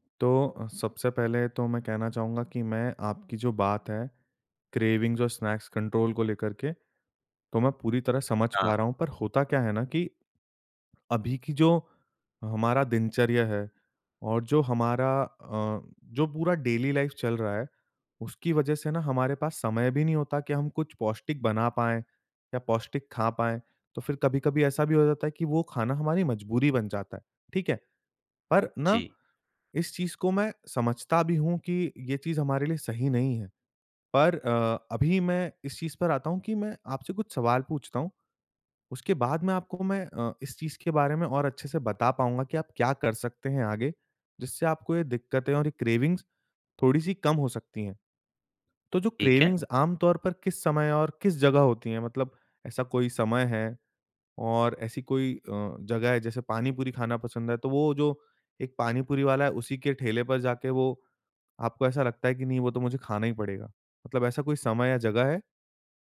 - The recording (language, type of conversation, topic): Hindi, advice, आपकी खाने की तीव्र इच्छा और बीच-बीच में खाए जाने वाले नाश्तों पर आपका नियंत्रण क्यों छूट जाता है?
- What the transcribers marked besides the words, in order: in English: "क्रेविंग्स"; in English: "स्नैक्स कंट्रोल"; in English: "डेली लाइफ"; in English: "क्रेविंग्स"; in English: "क्रेविंग्स"